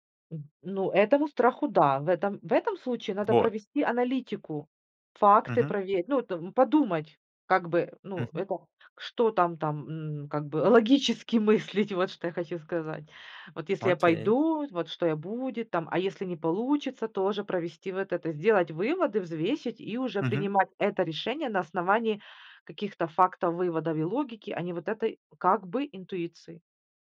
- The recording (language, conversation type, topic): Russian, podcast, Как отличить интуицию от страха или желания?
- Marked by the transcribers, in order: other background noise